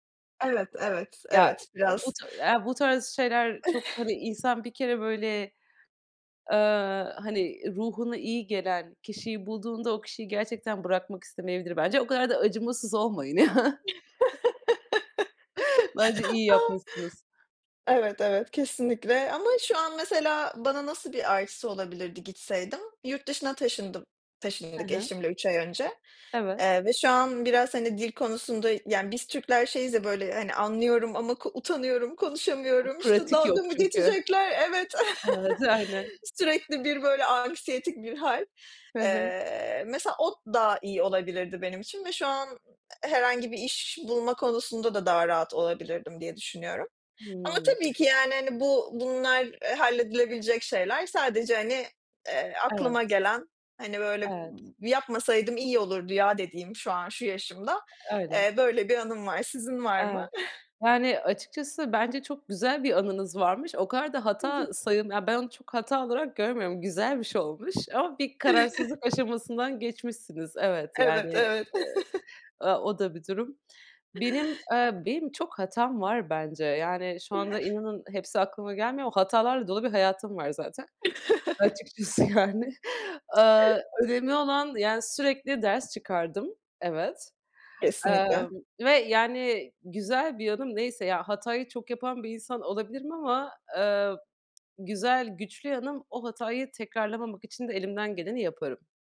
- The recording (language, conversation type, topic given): Turkish, unstructured, Geçmişte yaptığınız hatalar kişisel gelişiminizi nasıl etkiledi?
- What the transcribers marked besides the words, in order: chuckle; tapping; other background noise; laugh; laughing while speaking: "A"; chuckle; put-on voice: "İşte dalga mı geçecekler?"; laughing while speaking: "Evet"; chuckle; chuckle; laughing while speaking: "Evet, evet"; chuckle; chuckle; laughing while speaking: "yani"